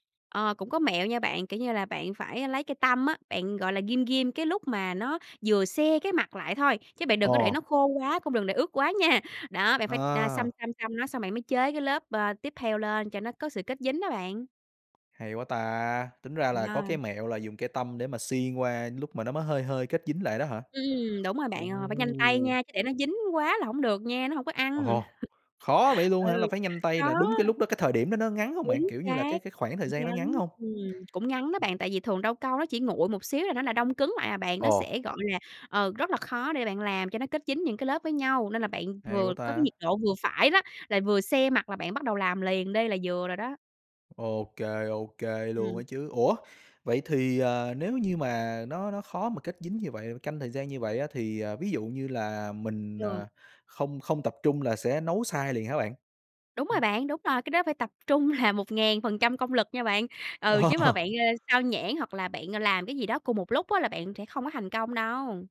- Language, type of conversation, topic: Vietnamese, podcast, Bạn có thể kể về một lần nấu ăn thất bại và bạn đã học được điều gì từ đó không?
- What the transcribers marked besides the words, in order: tapping; laughing while speaking: "nha"; drawn out: "Ồ!"; other background noise; chuckle; laughing while speaking: "là"; chuckle